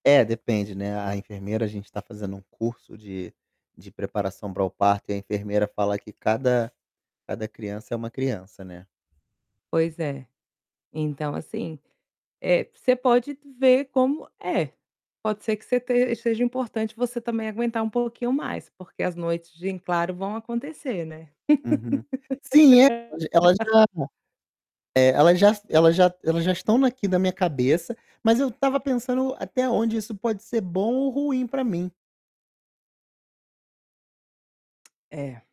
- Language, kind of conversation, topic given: Portuguese, advice, Esgotamento por excesso de trabalho
- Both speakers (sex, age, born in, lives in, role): female, 35-39, Brazil, Spain, advisor; male, 35-39, Brazil, Portugal, user
- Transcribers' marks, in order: static; other background noise; distorted speech; laugh